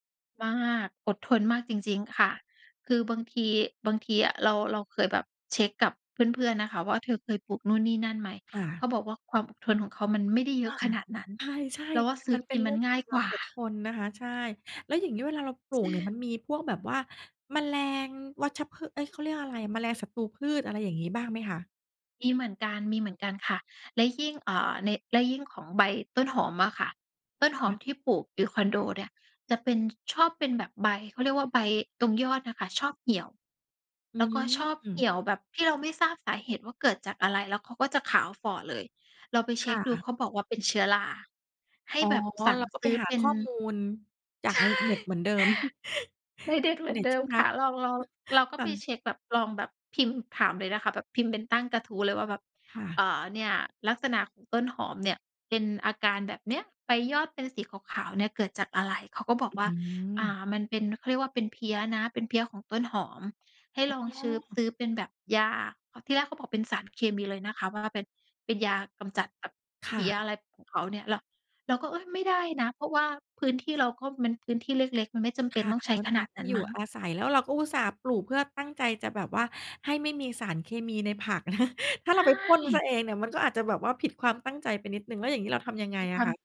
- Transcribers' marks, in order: put-on voice: "ใช่"; laugh; chuckle; chuckle
- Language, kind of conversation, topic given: Thai, podcast, จะทำสวนครัวเล็กๆ บนระเบียงให้ปลูกแล้วเวิร์กต้องเริ่มยังไง?